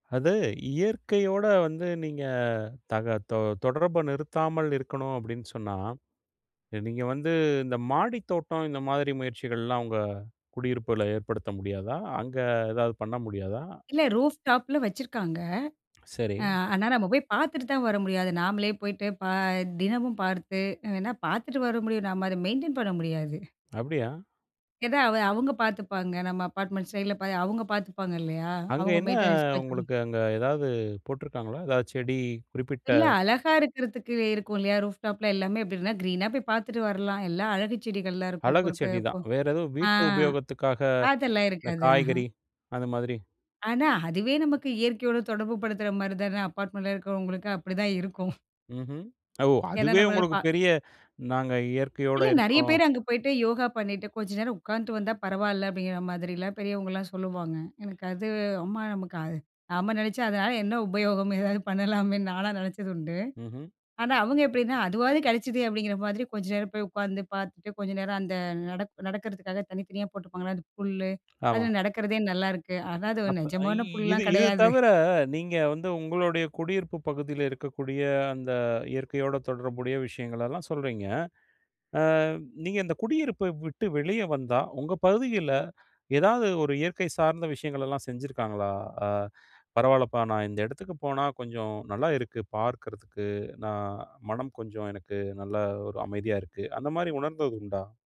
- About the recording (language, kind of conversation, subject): Tamil, podcast, நகரில் வாழ்ந்தாலும் இயற்கையோடு தொடர்பை தொடர்ந்திருக்க நீங்கள் என்ன செய்கிறீர்கள்?
- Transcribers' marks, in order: in English: "ரூஃப் டாப்பில"; in English: "மெயின்டெயின்"; in English: "அப்பார்ட்மெண்ட் சைட்ல"; in English: "மெயின்டெனன்ஸ்"; "பாத்துக்கும்" said as "பத்துக்கும்"; in English: "ரூஃப் டாப்லா"; in English: "கிரீனா"; in English: "அபார்ட்மெண்ட்டில"; laughing while speaking: "அப்படிதான் இருக்கும்"; laughing while speaking: "ஏதாவது, பண்ணலாமேன்னு"; other background noise; laughing while speaking: "கெடையாது"